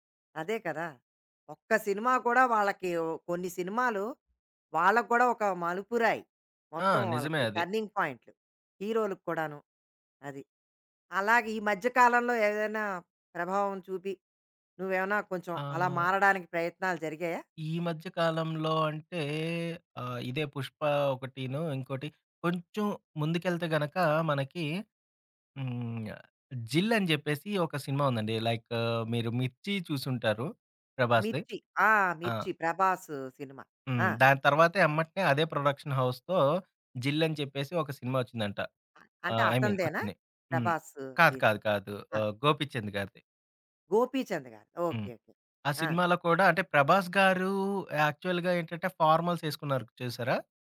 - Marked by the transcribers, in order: in English: "టర్నింగ్"; tapping; in English: "లైక్"; in English: "ప్రొడక్షన్ హౌస్‌తో"; in English: "ఐ మీన్"; in English: "యాక్చువల్‌గా"; in English: "ఫార్మల్స్"
- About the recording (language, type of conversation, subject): Telugu, podcast, ఏ సినిమా పాత్ర మీ స్టైల్‌ను మార్చింది?